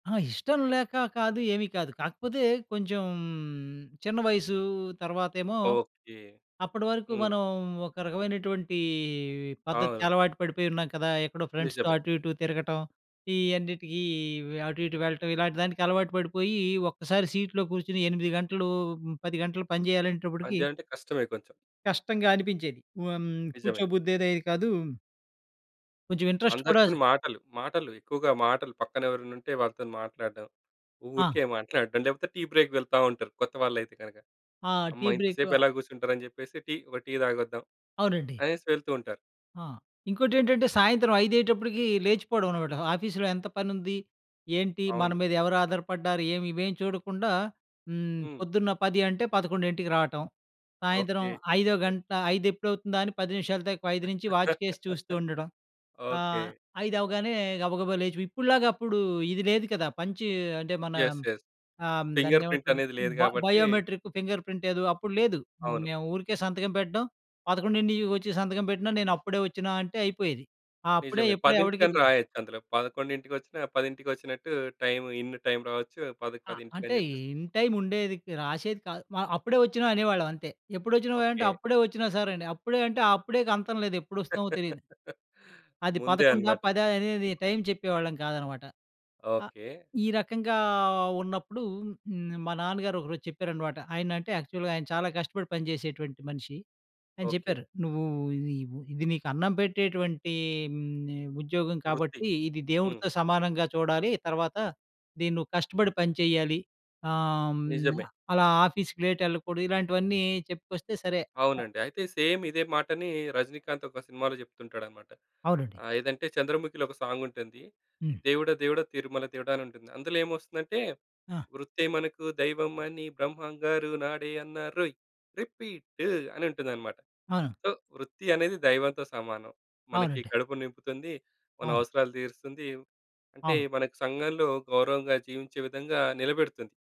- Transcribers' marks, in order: drawn out: "కొంచెం"; in English: "ఫ్రెండ్స్‌తో"; in English: "సీట్‌లో"; in English: "ఇంట్రస్ట్"; in English: "బ్రేక్"; other background noise; in English: "ఆఫీస్‌లో"; laugh; in English: "యెస్. యెస్. ఫింగర్"; in English: "ఫింగర్"; in English: "ఇన్"; laugh; drawn out: "రకంగా"; in English: "యాక్చువల్‌గా"; in English: "ఆఫీస్‌కి"; other noise; in English: "సేమ్"; singing: "వృత్తే మనకు దైవం అని బ్రహ్మంగారు నాడే అన్నారోయ్! రిపీట్టు"; in English: "సో"
- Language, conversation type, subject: Telugu, podcast, నీకు ఒక చిన్న మాట జీవిత దారిని మార్చిందా, దాన్ని చెప్పు?